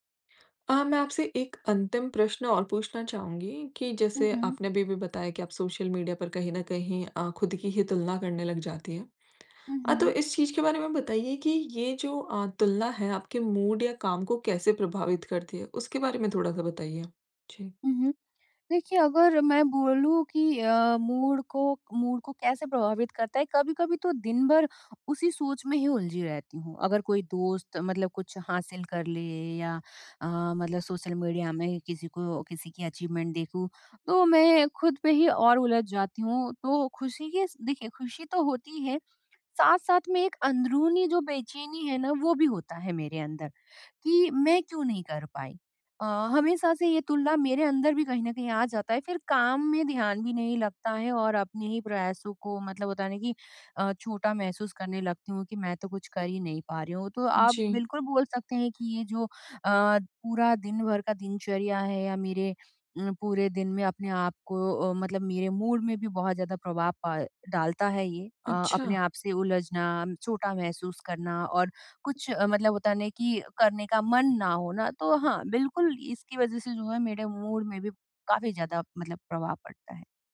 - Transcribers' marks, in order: in English: "मूड"; in English: "मूड"; in English: "मूड"; in English: "अचीवमेंट"; in English: "मूड"; in English: "मूड"
- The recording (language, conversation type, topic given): Hindi, advice, लोगों की अपेक्षाओं के चलते मैं अपनी तुलना करना कैसे बंद करूँ?